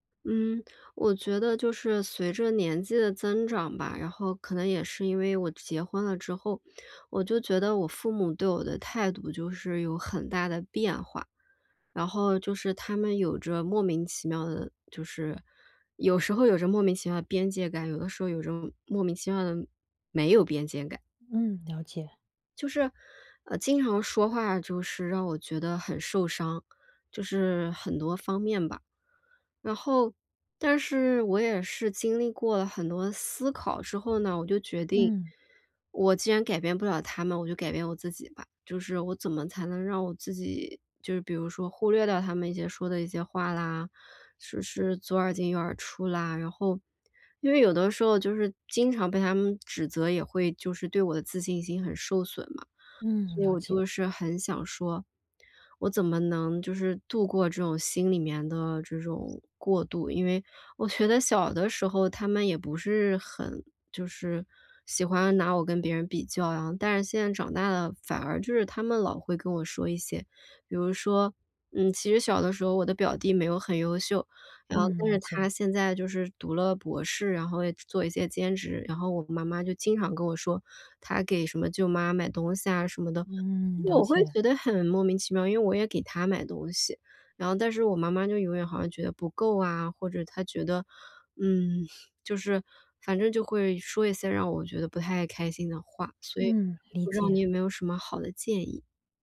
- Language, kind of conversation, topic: Chinese, advice, 我怎样在变化中保持心理韧性和自信？
- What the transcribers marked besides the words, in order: none